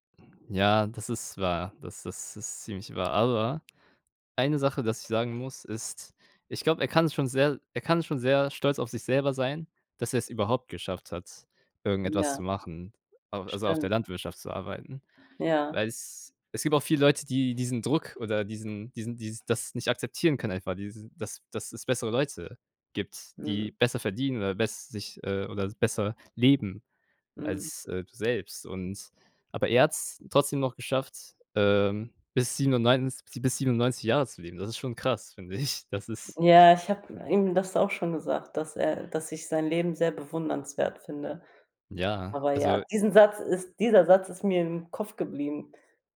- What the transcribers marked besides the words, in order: other background noise; laughing while speaking: "ich"
- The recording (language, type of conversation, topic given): German, unstructured, Was hältst du von dem Leistungsdruck, der durch ständige Vergleiche mit anderen entsteht?